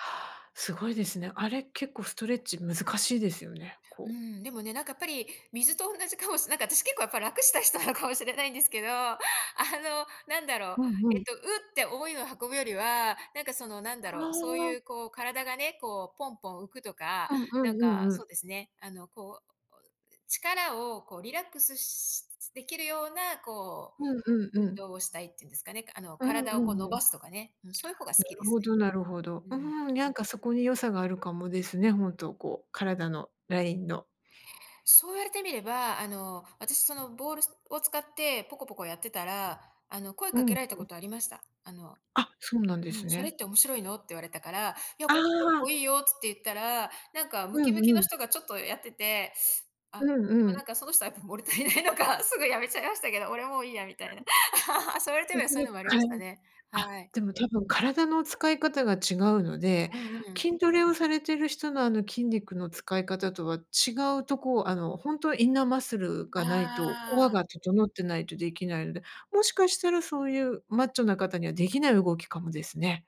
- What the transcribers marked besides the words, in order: laughing while speaking: "やっぱ楽したい人なのかもしれないんですけど"; tapping; laughing while speaking: "やっぱ物足りないのか"; laugh; other background noise; in English: "インナーマッスル"; in English: "コア"
- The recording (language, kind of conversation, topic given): Japanese, advice, ジムで人の視線が気になって落ち着いて運動できないとき、どうすればいいですか？